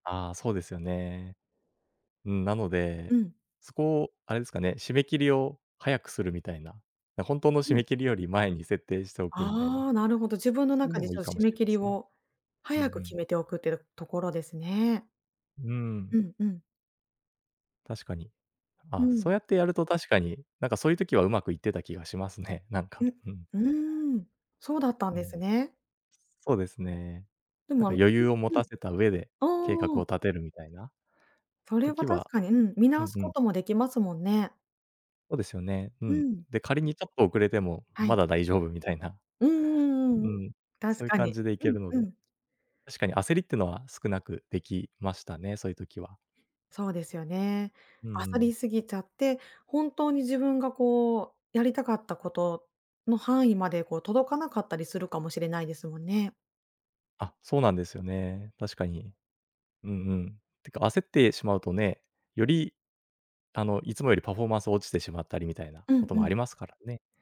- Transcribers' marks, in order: other noise; "焦り" said as "あさり"
- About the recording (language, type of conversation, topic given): Japanese, advice, 締め切りが近づくと焦りすぎて、作業に深く取り組めなくなるのはなぜですか？